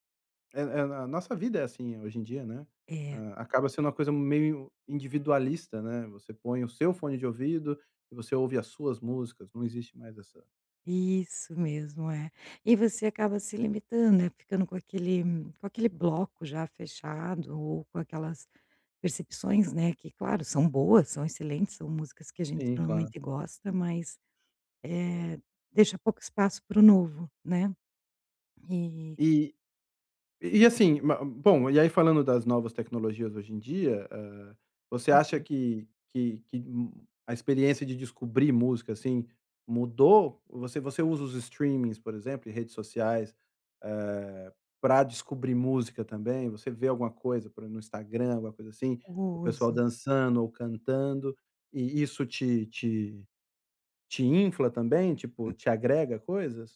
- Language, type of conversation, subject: Portuguese, podcast, De que forma uma novela, um filme ou um programa influenciou as suas descobertas musicais?
- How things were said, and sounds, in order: none